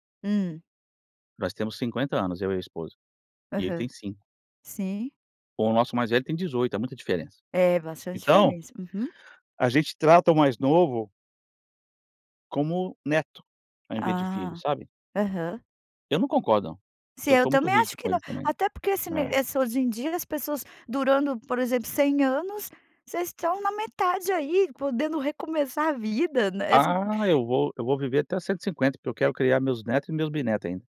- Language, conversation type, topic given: Portuguese, advice, Como o uso de eletrônicos à noite impede você de adormecer?
- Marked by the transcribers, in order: tapping; other noise